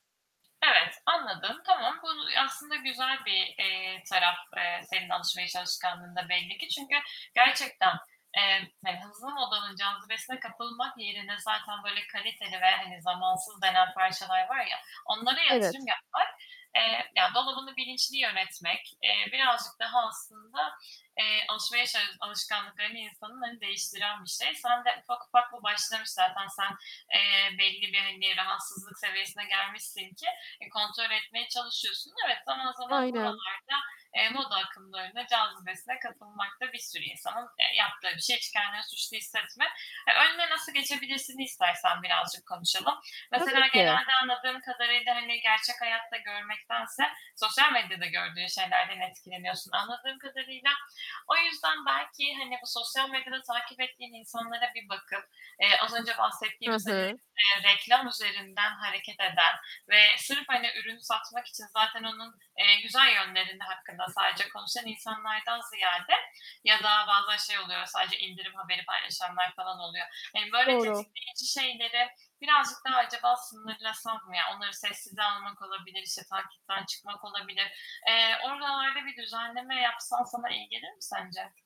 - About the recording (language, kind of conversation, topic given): Turkish, advice, Sosyal karşılaştırma yüzünden gereksiz harcama yapmayı nasıl azaltabilirim?
- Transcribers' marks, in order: distorted speech; other background noise